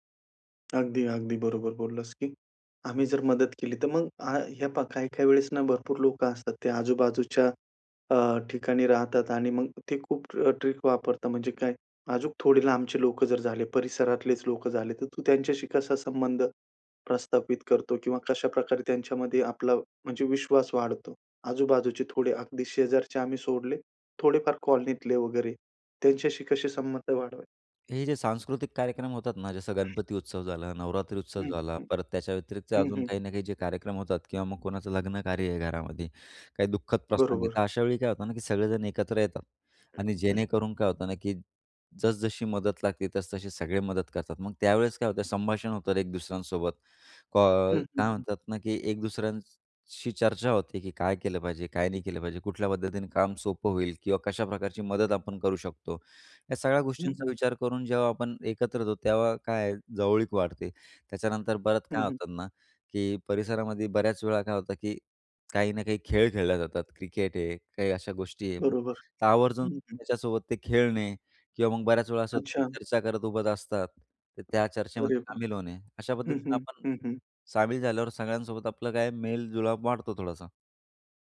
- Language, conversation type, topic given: Marathi, podcast, आपल्या परिसरात एकमेकांवरील विश्वास कसा वाढवता येईल?
- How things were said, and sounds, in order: tapping; in English: "ट्रिक"; other background noise; other noise